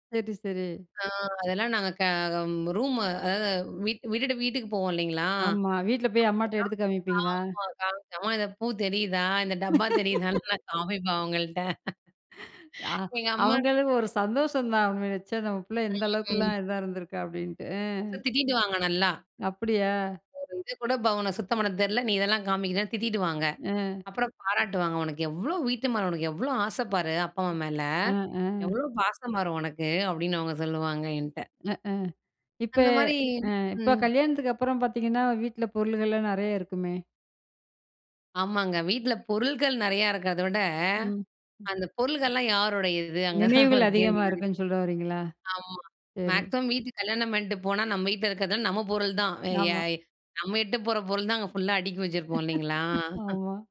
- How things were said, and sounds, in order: tapping; in English: "ரூம்"; other background noise; laugh; chuckle; unintelligible speech; unintelligible speech; "பாசம்பாரு" said as "பாசமாரு"; laughing while speaking: "அங்கேதான் ஒரு கேள்வி?"; in English: "மேக்ஸிமம்"; chuckle
- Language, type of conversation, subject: Tamil, podcast, வீட்டில் உள்ள பொருட்களும் அவற்றோடு இணைந்த நினைவுகளும் உங்களுக்கு சிறப்பானவையா?